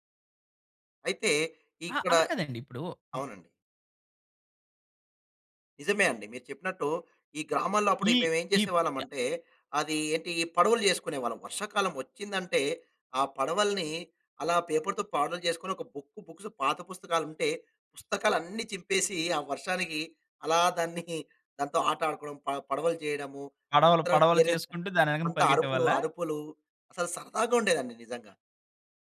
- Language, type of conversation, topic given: Telugu, podcast, చిన్నప్పుడే నువ్వు ఎక్కువగా ఏ ఆటలు ఆడేవావు?
- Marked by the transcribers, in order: other noise; in English: "పేపర్‌తో"; in English: "బుక్స్"; laughing while speaking: "దాన్ని"; unintelligible speech